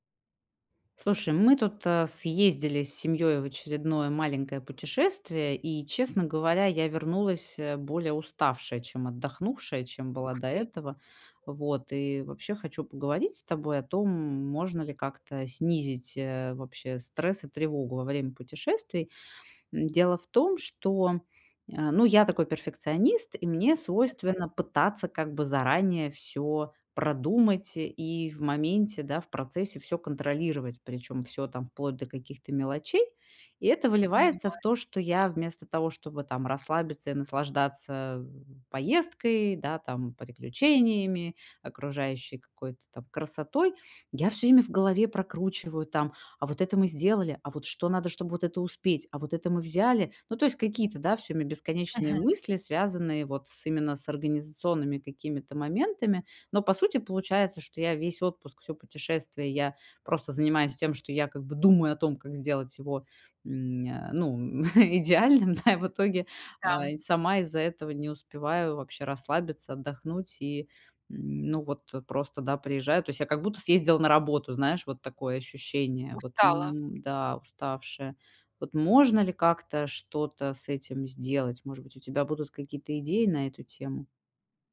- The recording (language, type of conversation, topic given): Russian, advice, Как мне меньше уставать и нервничать в поездках?
- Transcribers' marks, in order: tapping; chuckle; sad: "Вот, м, да, уставшая"